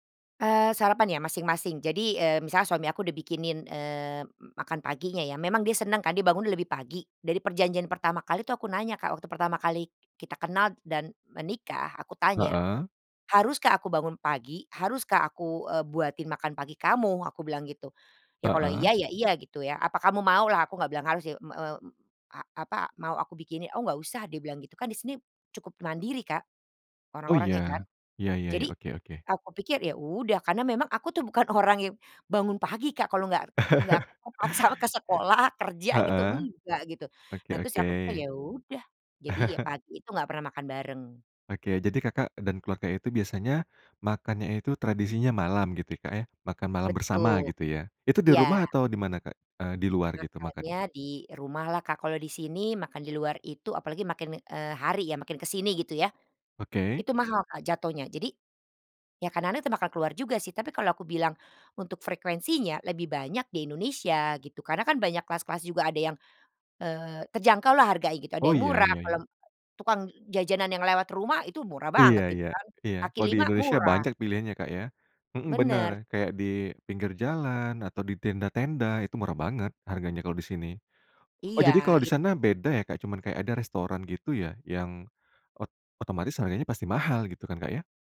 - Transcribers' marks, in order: other background noise; chuckle; chuckle; "kadang-kadang" said as "kanane"
- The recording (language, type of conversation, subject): Indonesian, podcast, Bagaimana tradisi makan bersama keluarga di rumahmu?